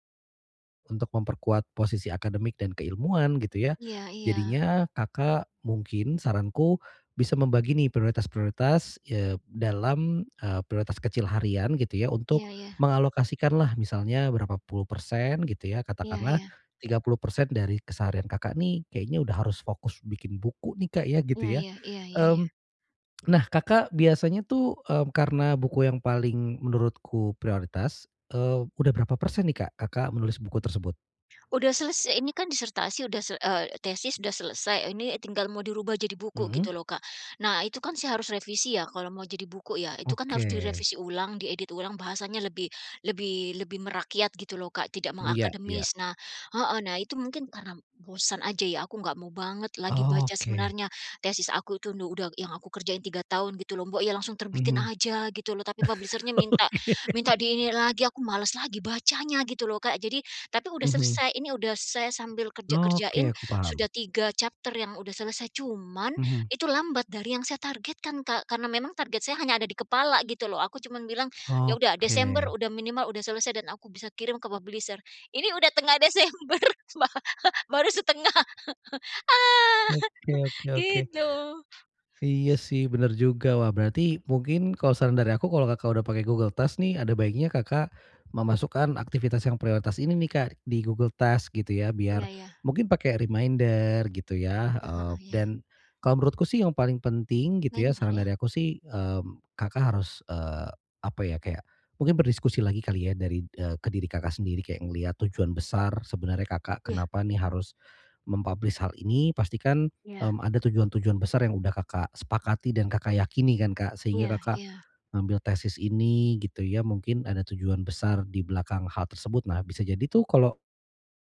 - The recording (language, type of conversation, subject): Indonesian, advice, Bagaimana cara menetapkan tujuan kreatif yang realistis dan terukur?
- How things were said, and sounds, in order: tongue click; chuckle; laughing while speaking: "Oke"; in English: "publisher-nya"; in English: "chapter"; in English: "publisher"; laughing while speaking: "Desember ba baru setengah. Ah"; in English: "reminder"; in English: "mem-publish"